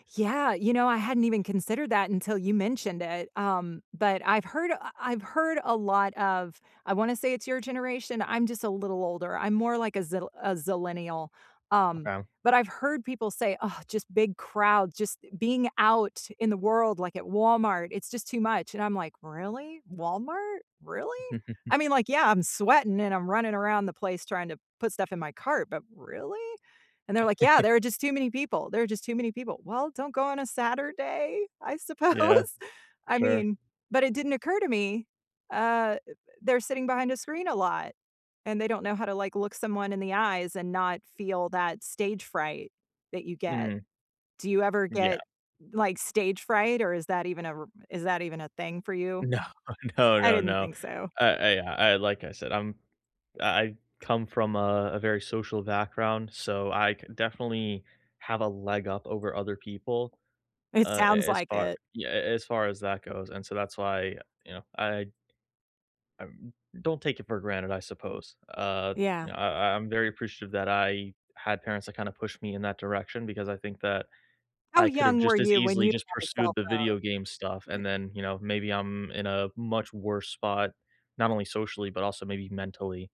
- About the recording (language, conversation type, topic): English, unstructured, What parts of online classes help you thrive, which ones frustrate you, and how do you cope?
- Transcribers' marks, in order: tapping; sigh; chuckle; chuckle; laughing while speaking: "suppose"; laughing while speaking: "No"